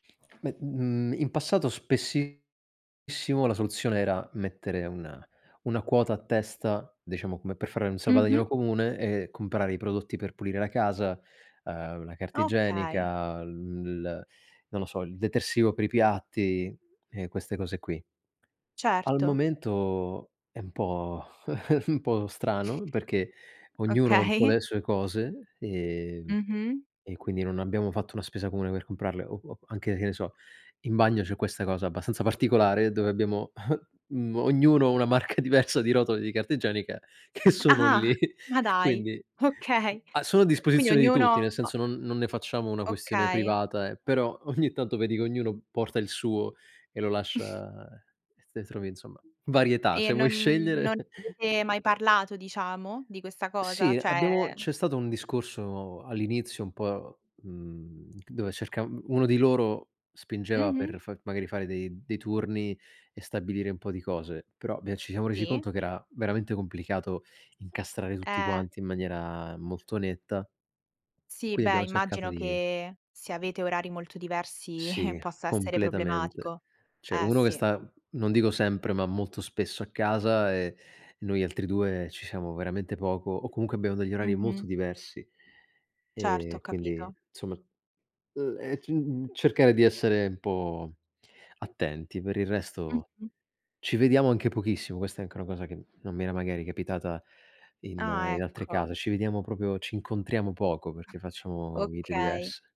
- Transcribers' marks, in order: other background noise; drawn out: "il"; chuckle; snort; laughing while speaking: "Okay"; chuckle; laughing while speaking: "marca diversa di rotoli di carta igienica che sono lì"; laughing while speaking: "ogni tanto"; snort; chuckle; chuckle; "insomma" said as "nsoma"; "proprio" said as "propio"; snort
- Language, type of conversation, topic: Italian, podcast, Come vi organizzate per dividervi le responsabilità domestiche e le faccende in casa?